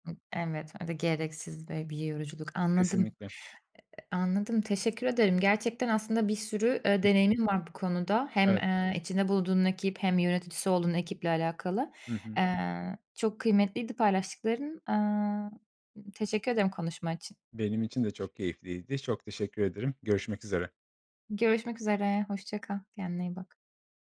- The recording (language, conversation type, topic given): Turkish, podcast, Zorlu bir ekip çatışmasını nasıl çözersin?
- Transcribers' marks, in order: other background noise; tapping